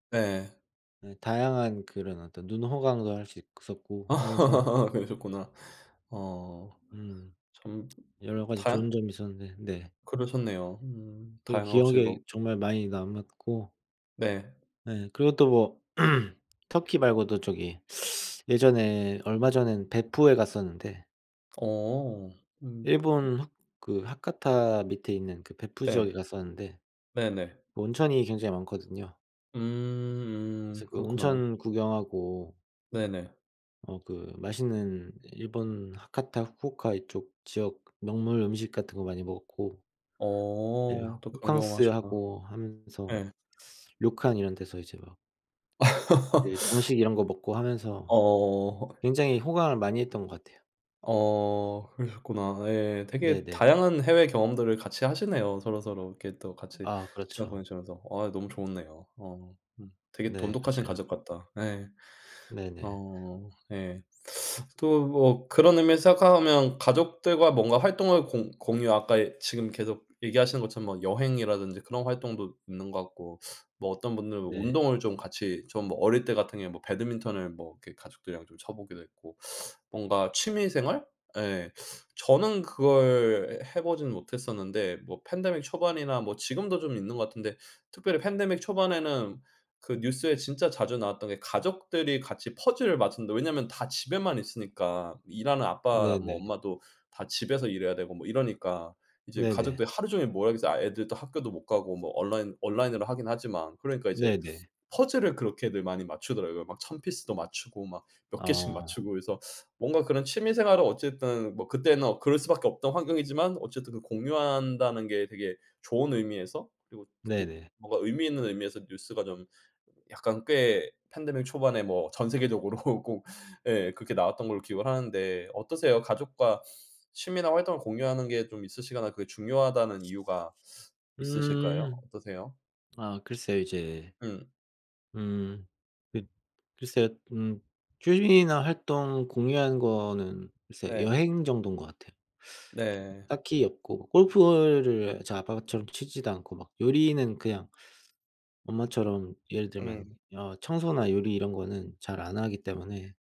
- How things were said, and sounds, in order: other background noise; laugh; throat clearing; teeth sucking; laugh; teeth sucking; laughing while speaking: "세계적으로 꼭"
- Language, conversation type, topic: Korean, unstructured, 가족과 시간을 보내는 가장 좋은 방법은 무엇인가요?